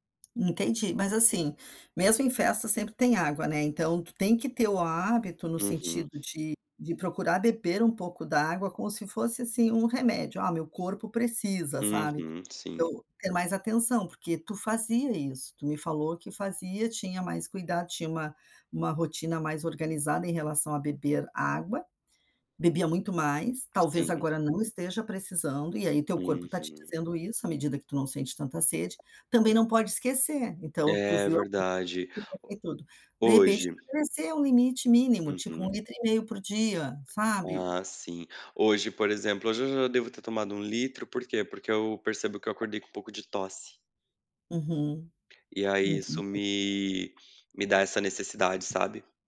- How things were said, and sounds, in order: other background noise; tapping; unintelligible speech
- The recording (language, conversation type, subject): Portuguese, advice, Como posso manter uma boa hidratação todos os dias?